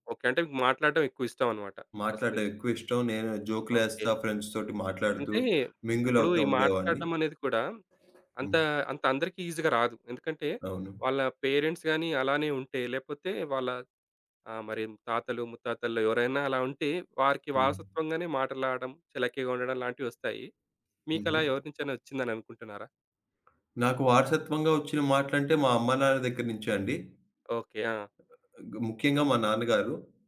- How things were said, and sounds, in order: in English: "ఫస్ట్"; in English: "ఫ్రెండ్స్‌తోటి"; in English: "మింగిల్"; in English: "ఈజీగా"; in English: "పేరెంట్స్"; other background noise
- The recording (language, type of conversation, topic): Telugu, podcast, సరదాగా చెప్పిన హాస్యం ఎందుకు తప్పుగా అర్థమై ఎవరికైనా అవమానంగా అనిపించేస్తుంది?